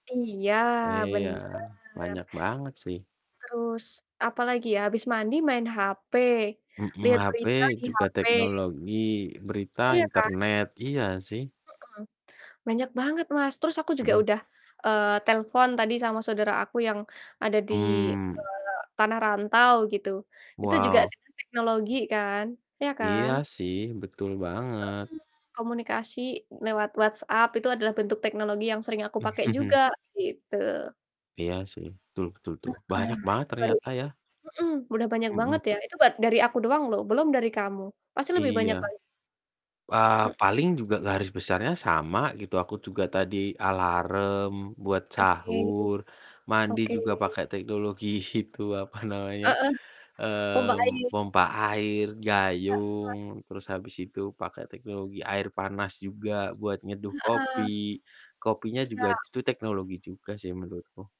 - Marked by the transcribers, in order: static; distorted speech; other background noise; chuckle; laughing while speaking: "itu apa"
- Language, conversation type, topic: Indonesian, unstructured, Apa manfaat terbesar teknologi dalam kehidupan sehari-hari?